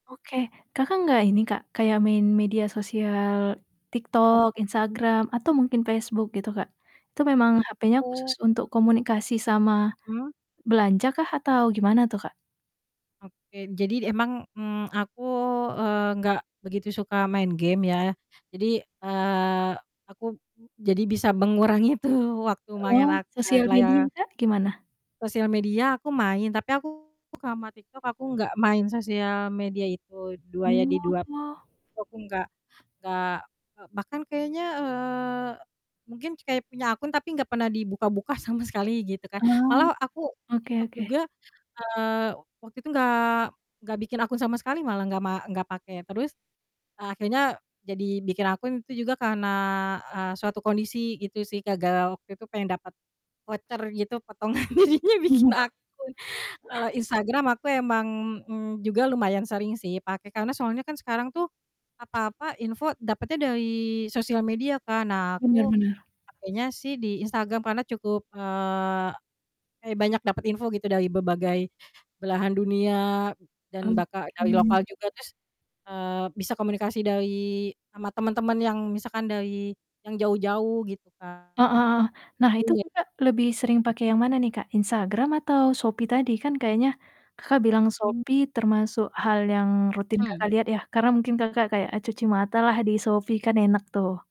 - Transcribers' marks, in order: static; laughing while speaking: "itu"; distorted speech; chuckle; laughing while speaking: "jadinya bikin akun"; other background noise
- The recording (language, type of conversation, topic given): Indonesian, podcast, Bagaimana kamu mengatur waktu layar agar tidak kecanduan?